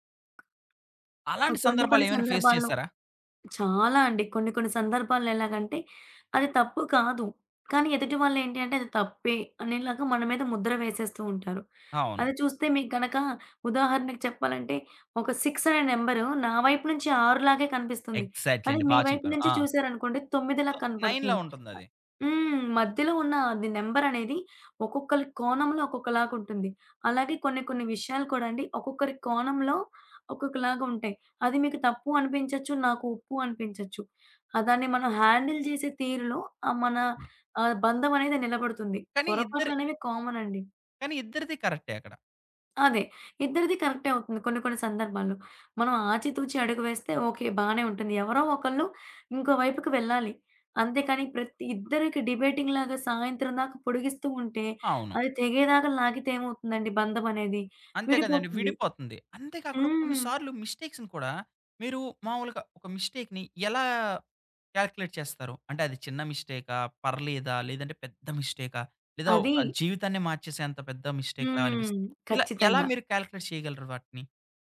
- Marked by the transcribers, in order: tapping; swallow; in English: "ఫేస్"; in English: "సిక్స్"; in English: "ఎగ్‌జాట్‌లీ"; in English: "సో నైన్"; other background noise; "ఒప్పు" said as "ఉప్పు"; in English: "హ్యాండిల్"; in English: "కామన్"; in English: "డిబేటింగ్‌లాగా"; in English: "మిస్టేక్స్‌ని"; in English: "మిస్టేక్‌ని"; in English: "కాలిక్యులేట్"; in English: "మిస్టేక్‌లా"; in English: "కాలిక్యులేట్"
- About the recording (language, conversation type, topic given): Telugu, podcast, పొరపాట్ల నుంచి నేర్చుకోవడానికి మీరు తీసుకునే చిన్న అడుగులు ఏవి?